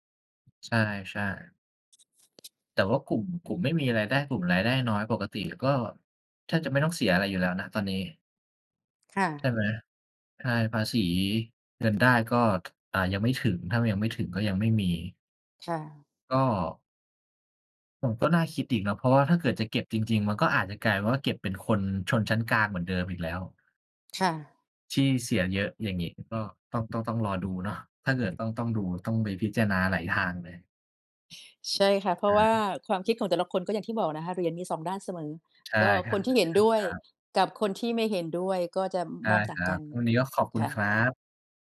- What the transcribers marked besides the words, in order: other background noise
- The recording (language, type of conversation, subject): Thai, unstructured, เราควรเตรียมตัวอย่างไรเมื่อคนที่เรารักจากไป?